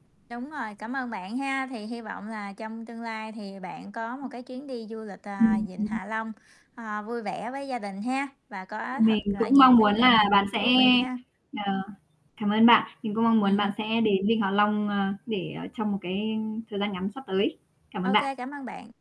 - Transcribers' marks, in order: static; other noise; tapping
- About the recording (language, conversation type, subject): Vietnamese, unstructured, Bạn thích đi du lịch tự túc hay đi theo tour hơn, và vì sao?